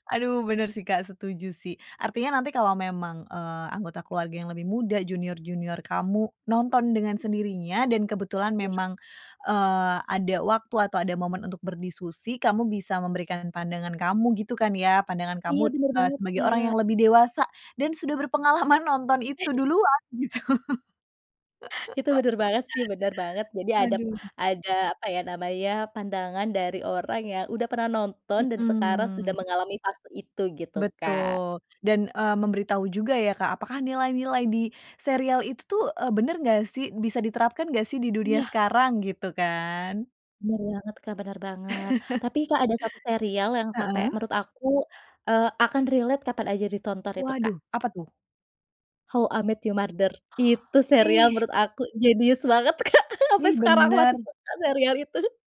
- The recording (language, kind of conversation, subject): Indonesian, podcast, Bagaimana pengalaman kamu menemukan kembali serial televisi lama di layanan streaming?
- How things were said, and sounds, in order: chuckle; laughing while speaking: "gitu"; chuckle; chuckle; in English: "relate"; laughing while speaking: "Kak"; tsk; laughing while speaking: "itu"